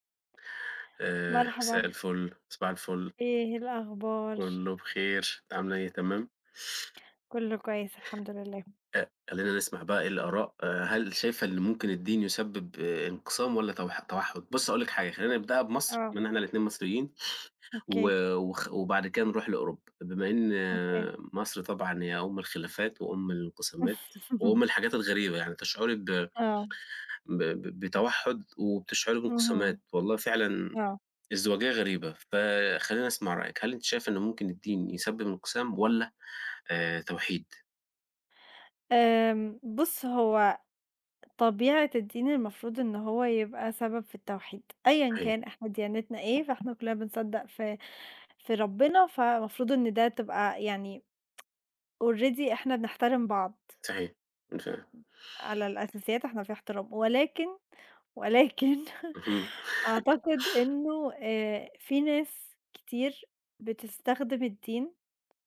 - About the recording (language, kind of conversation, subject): Arabic, unstructured, هل الدين ممكن يسبب انقسامات أكتر ما بيوحّد الناس؟
- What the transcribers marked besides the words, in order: chuckle; tapping; tsk; in English: "already"; laughing while speaking: "ولكن"